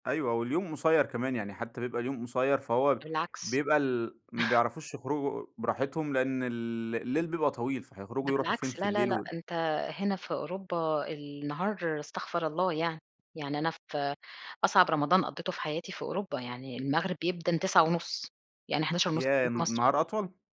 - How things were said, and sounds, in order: none
- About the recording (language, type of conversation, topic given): Arabic, podcast, إيه إحساسك أول ما تشم ريحة المطر في أول نزلة؟
- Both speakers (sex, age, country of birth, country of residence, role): female, 40-44, Egypt, Portugal, guest; male, 25-29, Egypt, Egypt, host